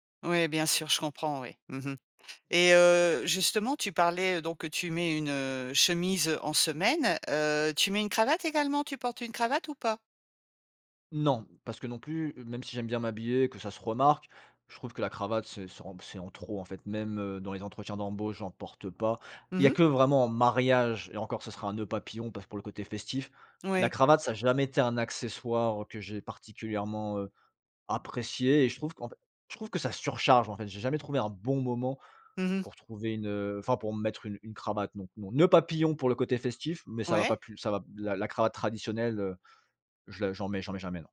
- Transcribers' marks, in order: none
- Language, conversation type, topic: French, podcast, Comment trouves-tu l’inspiration pour t’habiller chaque matin ?